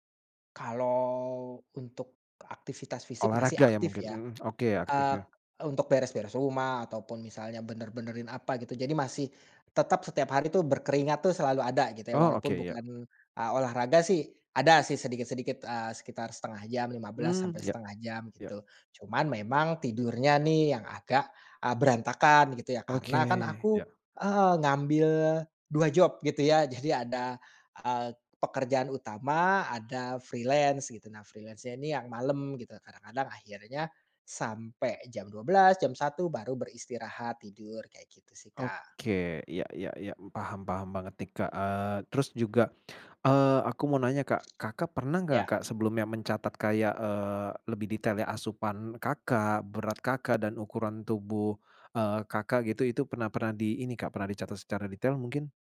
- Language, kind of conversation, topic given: Indonesian, advice, Mengapa berat badan saya tidak turun meski sudah berdiet?
- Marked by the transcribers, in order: in English: "freelance"; in English: "freelance-nya"